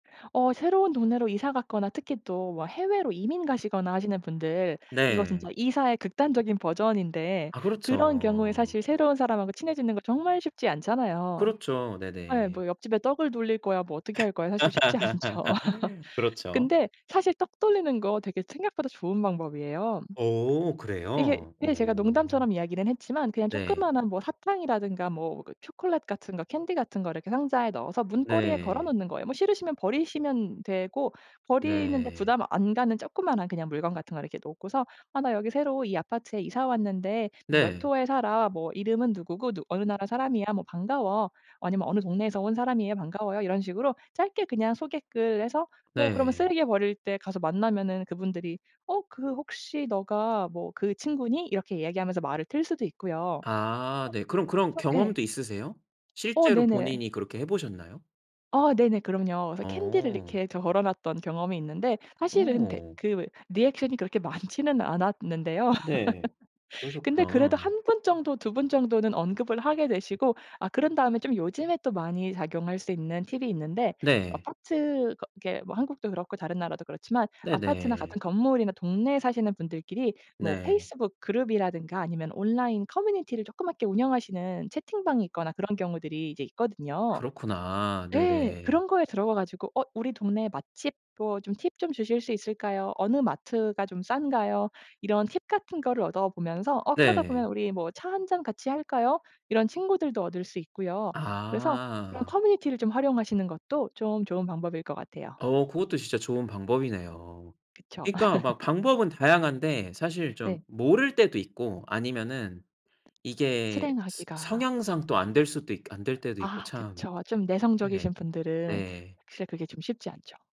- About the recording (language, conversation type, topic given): Korean, podcast, 새로운 사람과 친해지는 방법은 무엇인가요?
- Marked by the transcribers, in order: tapping; laugh; laughing while speaking: "쉽지 않죠"; laugh; in English: "리액션이"; laughing while speaking: "많지는"; laugh; laugh; other background noise